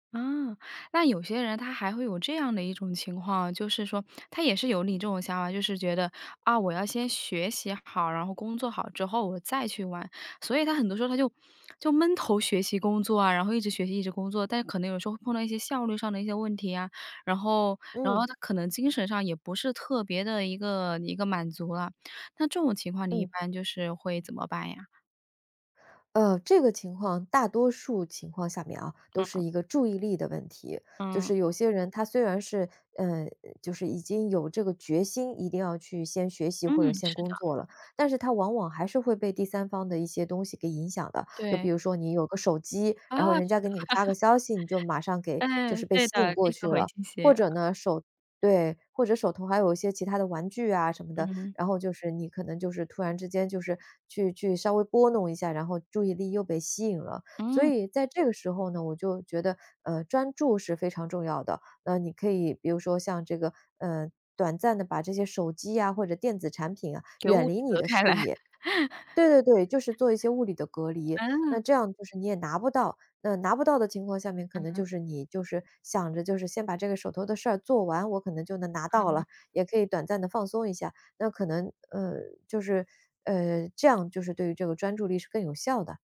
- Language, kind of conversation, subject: Chinese, podcast, 你会怎样克服拖延并按计划学习？
- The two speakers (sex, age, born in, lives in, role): female, 25-29, United States, United States, host; female, 45-49, China, United States, guest
- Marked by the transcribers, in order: laugh; laughing while speaking: "开来"; laugh; other background noise